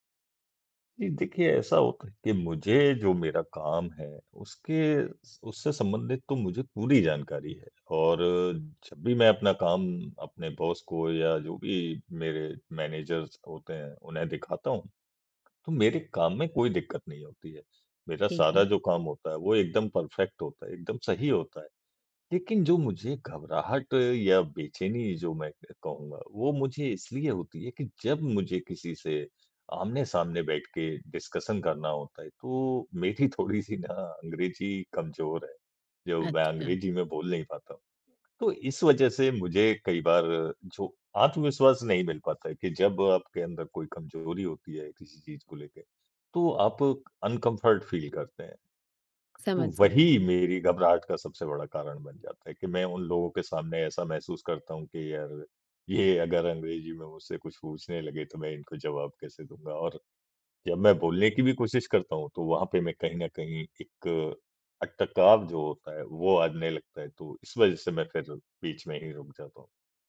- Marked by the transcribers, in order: in English: "बॉस"; in English: "मैनेजर्स"; in English: "परफ़ेक्ट"; in English: "डिस्कशन"; laughing while speaking: "मेरी थोड़ी-सी"; tapping; in English: "अनकम्फ़र्ट फ़ील"
- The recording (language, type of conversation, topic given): Hindi, advice, प्रेज़ेंटेशन या मीटिंग से पहले आपको इतनी घबराहट और आत्मविश्वास की कमी क्यों महसूस होती है?